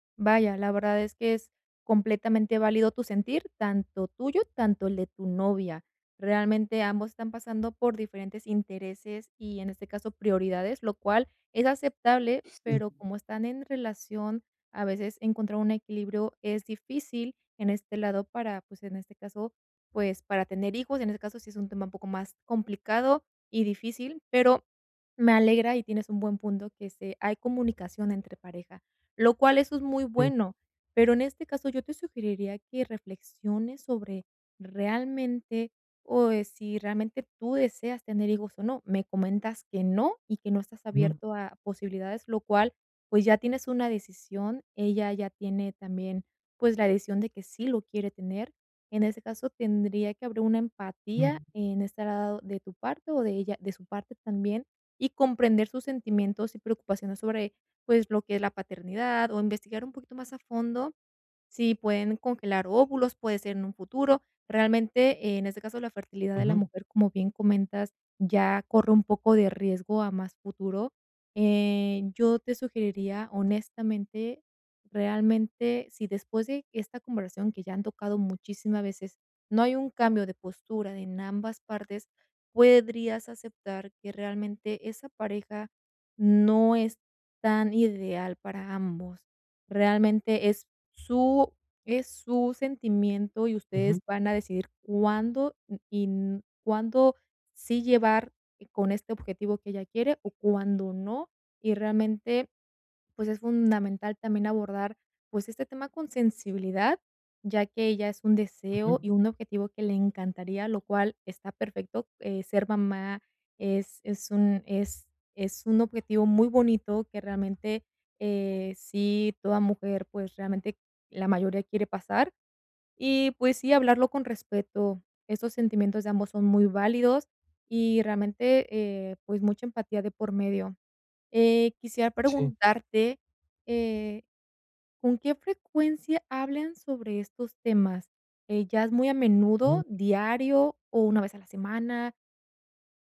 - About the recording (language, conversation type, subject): Spanish, advice, ¿Cómo podemos alinear nuestras metas de vida y prioridades como pareja?
- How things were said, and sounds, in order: tapping; "podrías" said as "puedrías"